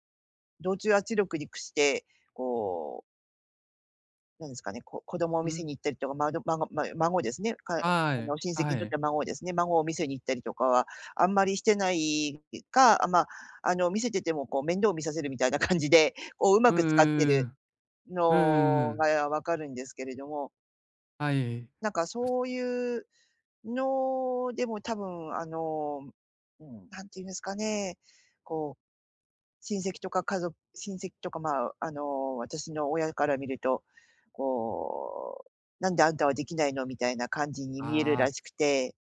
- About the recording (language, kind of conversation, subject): Japanese, advice, 周囲からの圧力にどう対処して、自分を守るための境界線をどう引けばよいですか？
- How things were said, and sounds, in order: laughing while speaking: "感じで"; other background noise